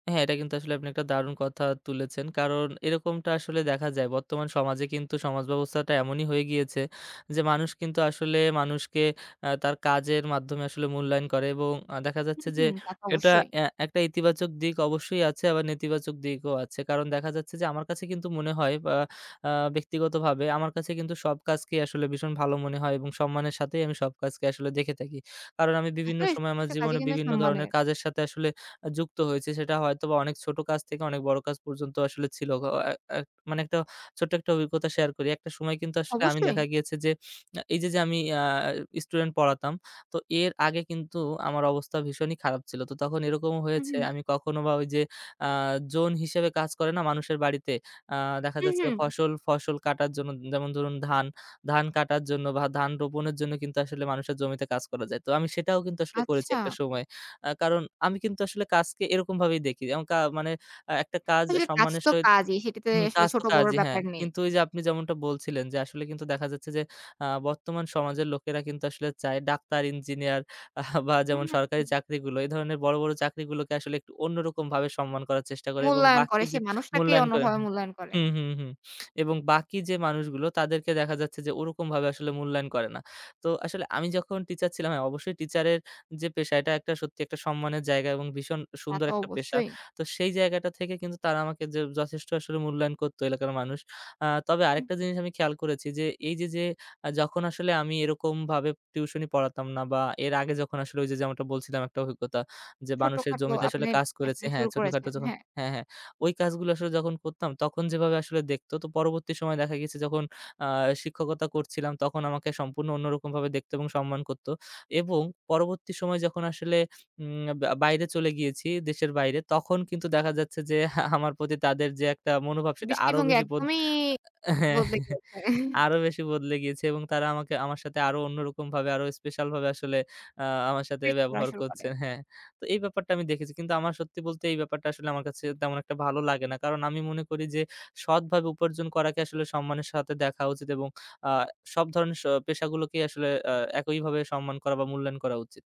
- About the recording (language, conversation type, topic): Bengali, podcast, তোমার কাজ কি তোমাকে চিনিয়ে দেয়?
- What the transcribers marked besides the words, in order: in English: "টিউশন"; laughing while speaking: "আমার প্রতি"; chuckle